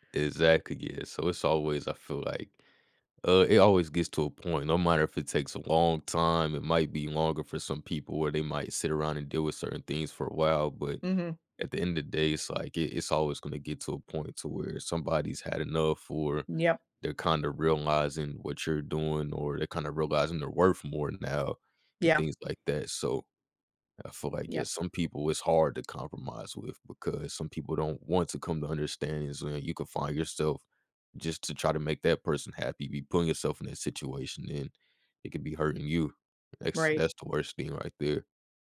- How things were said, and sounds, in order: none
- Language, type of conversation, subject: English, unstructured, When did you have to compromise with someone?
- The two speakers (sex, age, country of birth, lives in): female, 45-49, United States, United States; male, 20-24, United States, United States